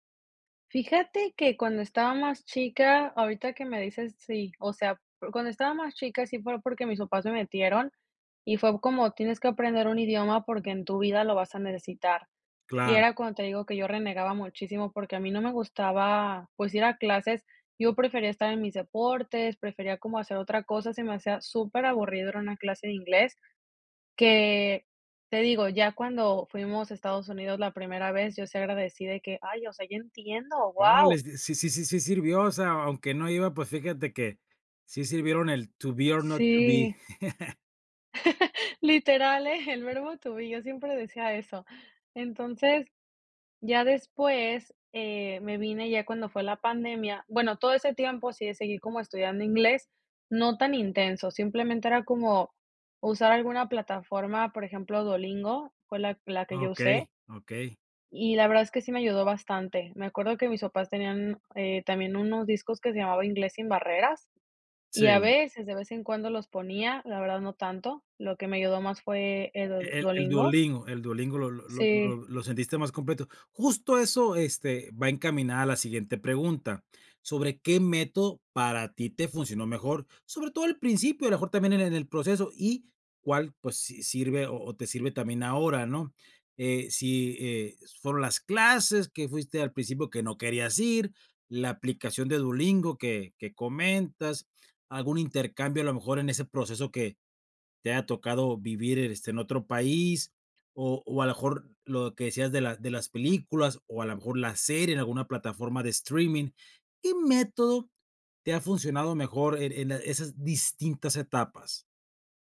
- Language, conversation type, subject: Spanish, podcast, ¿Cómo empezaste a estudiar un idioma nuevo y qué fue lo que más te ayudó?
- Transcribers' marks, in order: in English: "to be or not to be"; chuckle; in English: "to be"